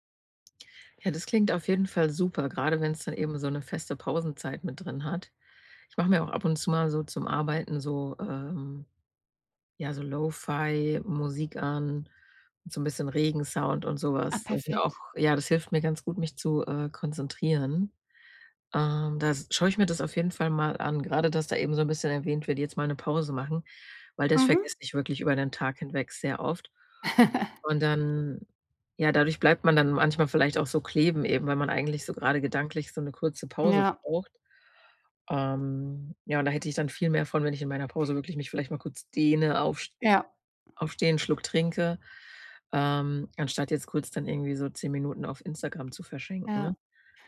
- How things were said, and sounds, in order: other background noise; chuckle
- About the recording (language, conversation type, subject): German, advice, Wie kann ich digitale Ablenkungen verringern, damit ich mich länger auf wichtige Arbeit konzentrieren kann?
- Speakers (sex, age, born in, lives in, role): female, 30-34, Germany, Germany, user; female, 40-44, Germany, Germany, advisor